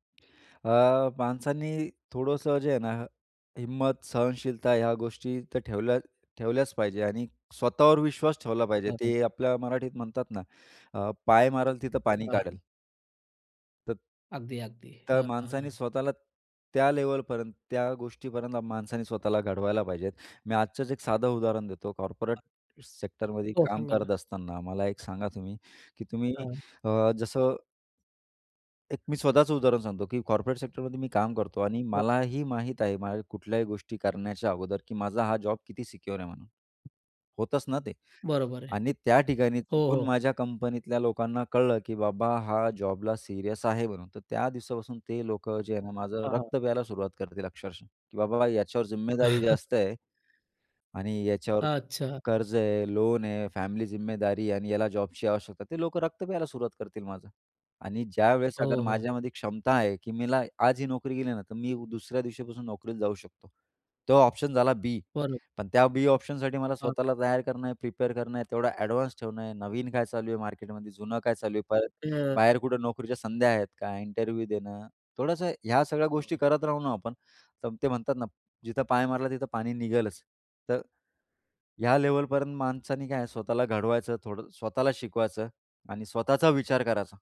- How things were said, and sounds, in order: unintelligible speech; other background noise; tapping; other noise; in English: "कॉर्पोरेट"; in English: "कॉर्पोरेट"; unintelligible speech; in English: "सिक्योर"; chuckle; in English: "प्रिपेअर"; in English: "इंटरव्ह्यू"; unintelligible speech
- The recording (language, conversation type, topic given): Marathi, podcast, तुमच्या आयुष्यातलं सर्वात मोठं अपयश काय होतं आणि त्यातून तुम्ही काय शिकलात?